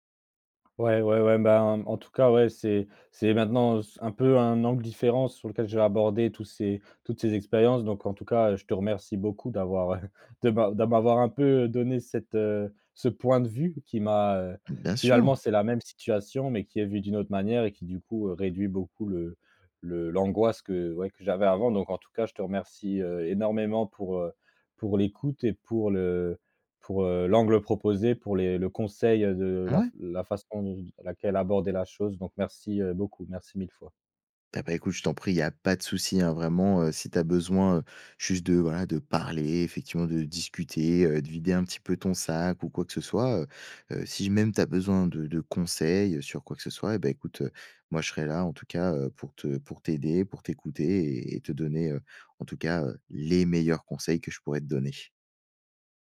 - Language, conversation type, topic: French, advice, Comment vous préparez-vous à la retraite et comment vivez-vous la perte de repères professionnels ?
- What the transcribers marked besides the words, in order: chuckle; laughing while speaking: "de m'a d'a m'avoir un peu"